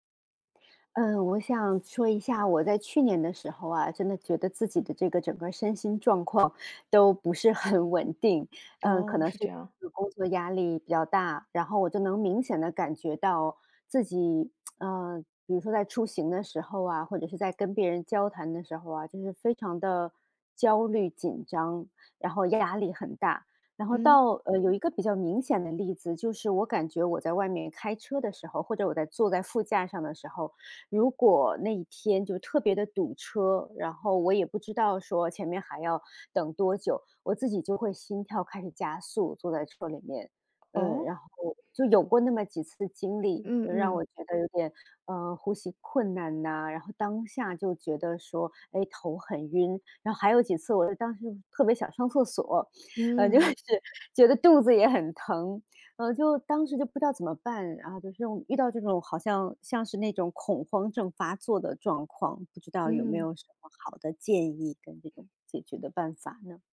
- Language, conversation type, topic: Chinese, advice, 你在经历恐慌发作时通常如何求助与应对？
- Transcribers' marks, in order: laughing while speaking: "很"; other background noise; tsk; chuckle